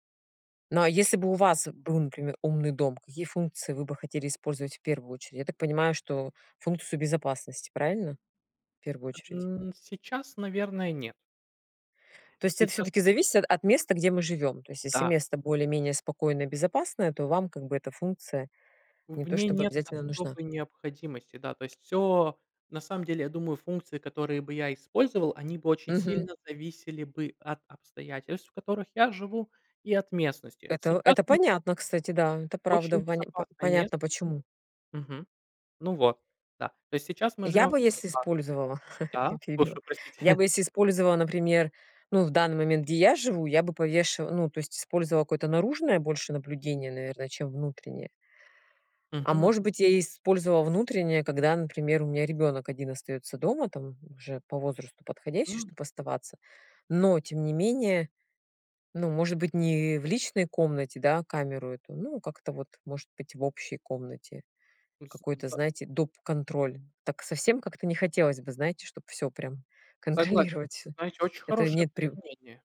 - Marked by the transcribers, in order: other background noise; tapping; chuckle
- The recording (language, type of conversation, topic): Russian, unstructured, Как вы относитесь к идее умного дома?